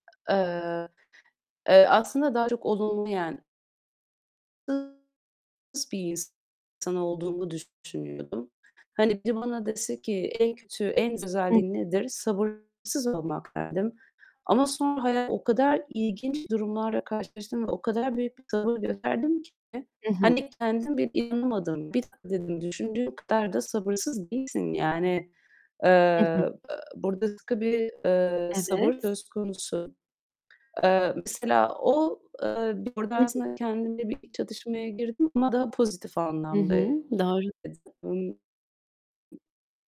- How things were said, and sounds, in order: other background noise; distorted speech; unintelligible speech; unintelligible speech; tapping; unintelligible speech; unintelligible speech
- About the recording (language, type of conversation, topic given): Turkish, unstructured, Kimliğinle ilgili yaşadığın en büyük çatışma neydi?
- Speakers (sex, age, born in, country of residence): female, 25-29, Turkey, Italy; female, 30-34, Turkey, Netherlands